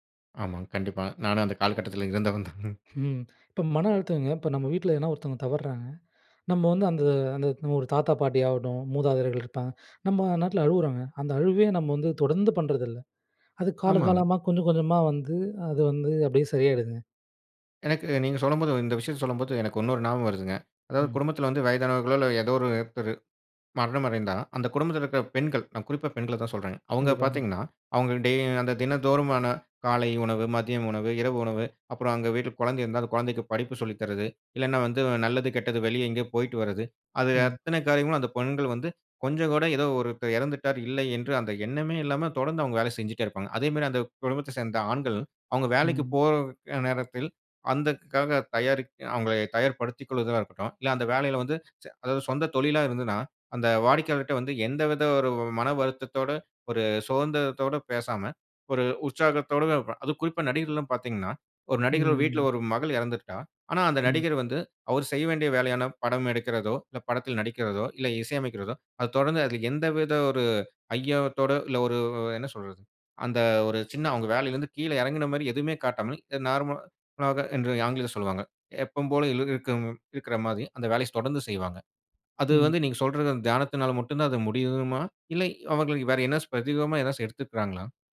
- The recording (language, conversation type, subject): Tamil, podcast, பணச்சுமை இருக்கும்போது தியானம் எப்படி உதவும்?
- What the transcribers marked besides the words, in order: laughing while speaking: "அந்த காலகட்டத்துல இருந்தவன் தான்"; "தவறுறாங்க" said as "தவறாங்க"; "விஷயத்தை" said as "விஷயத்த"; "பெண்கள்" said as "பொண்கள்"; "குடும்பத்தை" said as "குடும்பத்த"; "போற" said as "போற்"; "அதற்காக" said as "அந்த காக"; drawn out: "ஒரு"; drawn out: "ம்"; "இல்லை" said as "இல்ல"; "இல்லை" said as "இல்ல"; "ஐயத்தோட" said as "ஐயோ த்தோடோ"; "இல்லை" said as "இல்ல"; "ஆங்கிலத்தில்" said as "ஆங்கில"; "எப்பவும்" said as "எப்பம்"; "என்னாச்சும்" said as "எனாஸும்"; "பிரத்யேகமா" said as "பிரதிபமா"; "ஏதாச்சு" said as "ஏதாஸு"